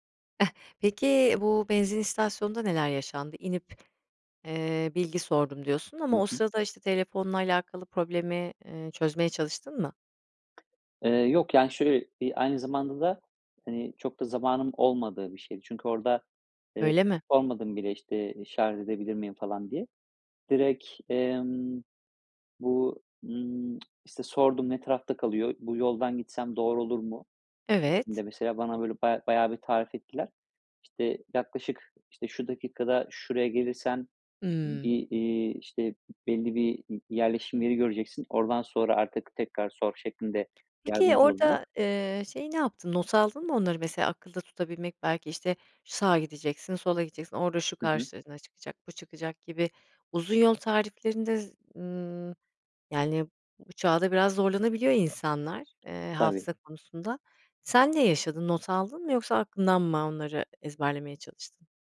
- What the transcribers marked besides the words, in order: other background noise; "şarj" said as "şarz"; tapping
- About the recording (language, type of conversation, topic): Turkish, podcast, Telefonunun şarjı bittiğinde yolunu nasıl buldun?